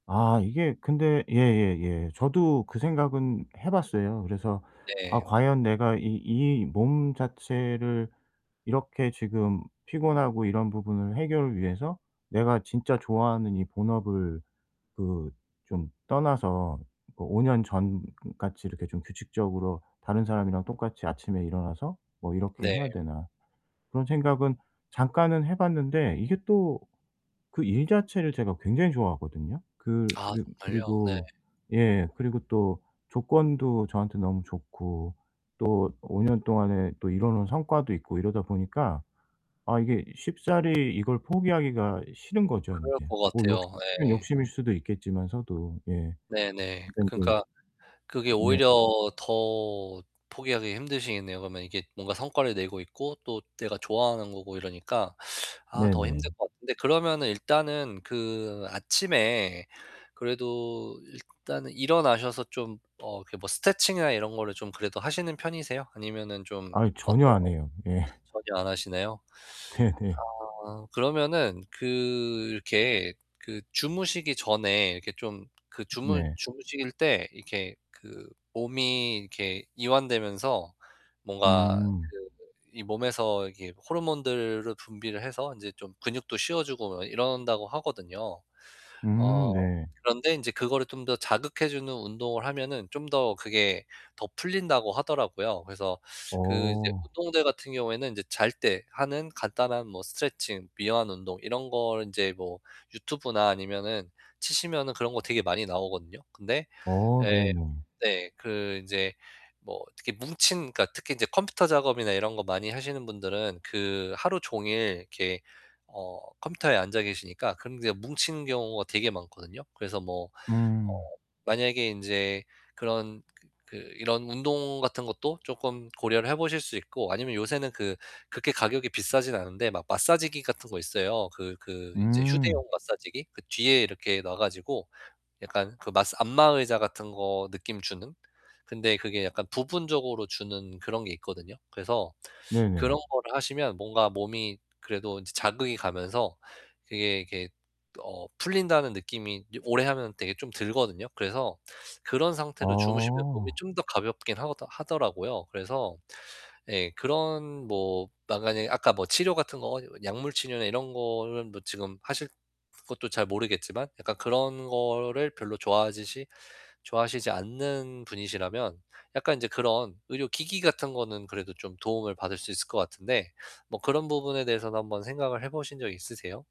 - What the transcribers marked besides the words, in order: distorted speech; other background noise; tapping; laughing while speaking: "예"; laughing while speaking: "네네"
- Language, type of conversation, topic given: Korean, advice, 아침에 더 활기차게 일어나려면 수면의 질을 어떻게 개선할 수 있을까요?